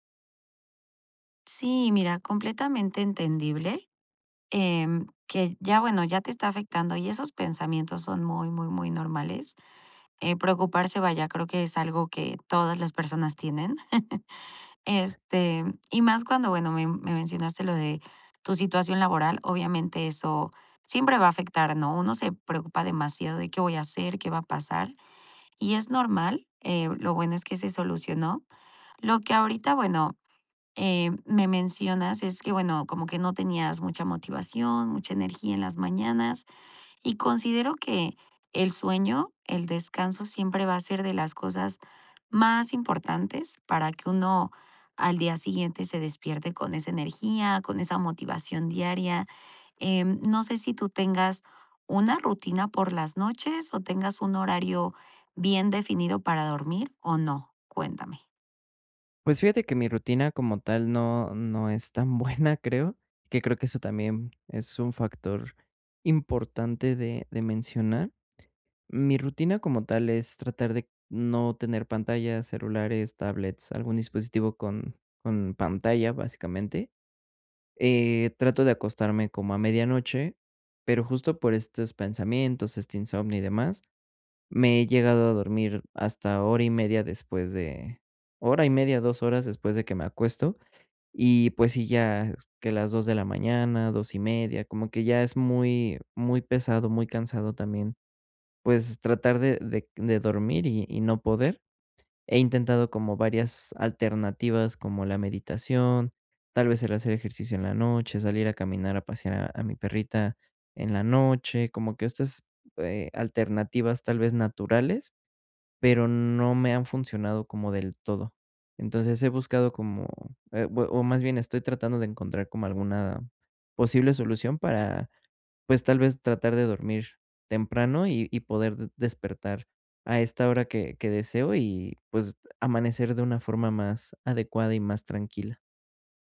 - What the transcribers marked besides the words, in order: chuckle; other background noise; laughing while speaking: "buena"
- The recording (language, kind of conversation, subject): Spanish, advice, ¿Cómo puedo despertar con más energía por las mañanas?
- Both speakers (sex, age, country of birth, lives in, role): female, 30-34, Mexico, Mexico, advisor; male, 25-29, Mexico, Mexico, user